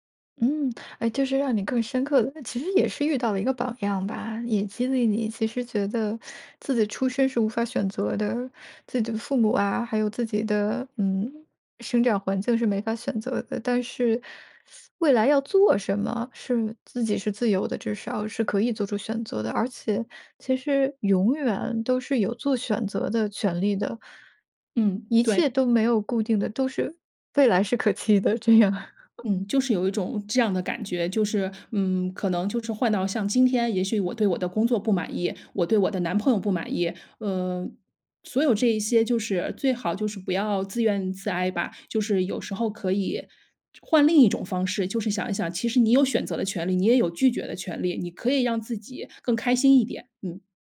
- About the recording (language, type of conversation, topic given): Chinese, podcast, 旅行教给你最重要的一课是什么？
- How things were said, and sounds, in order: teeth sucking; laughing while speaking: "可期的这样"; chuckle